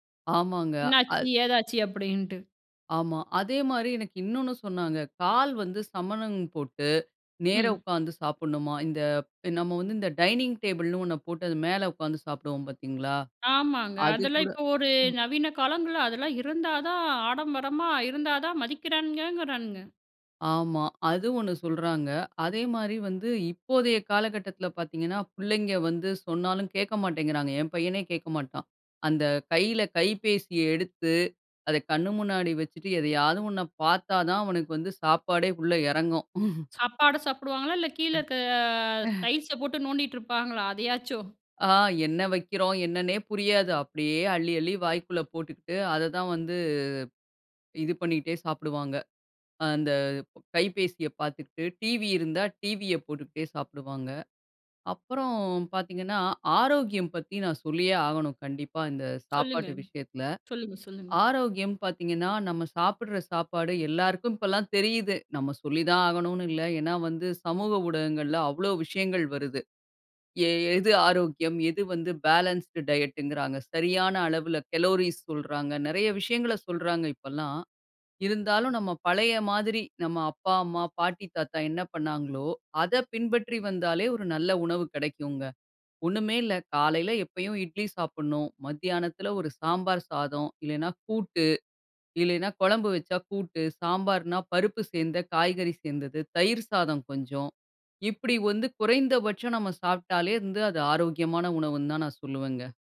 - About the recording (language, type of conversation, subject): Tamil, podcast, உணவு சாப்பிடும்போது கவனமாக இருக்க நீங்கள் பின்பற்றும் பழக்கம் என்ன?
- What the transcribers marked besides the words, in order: drawn out: "இந்த"; chuckle; drawn out: "இருக்க"; laughing while speaking: "இருப்பாங்களா! அதையாச்சும்"; drawn out: "வந்து"; in English: "பேலன்ஸ்ட் டயட்டுங்கிறாங்க"; in English: "கலோரிஸ்"